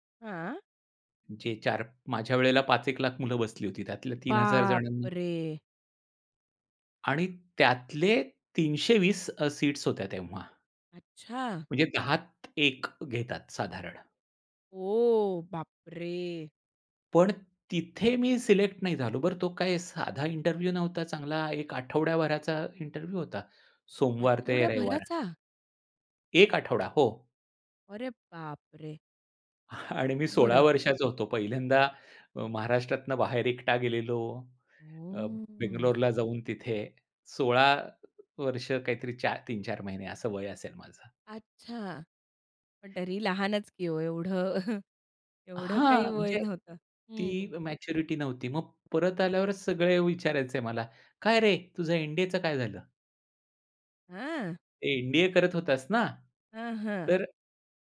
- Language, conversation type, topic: Marathi, podcast, तणावात स्वतःशी दयाळूपणा कसा राखता?
- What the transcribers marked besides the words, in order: surprised: "बाप रे!"; surprised: "ओह! बाप रे!"; in English: "इंटरव्ह्यू"; in English: "इंटरव्ह्यू"; other background noise; chuckle; tapping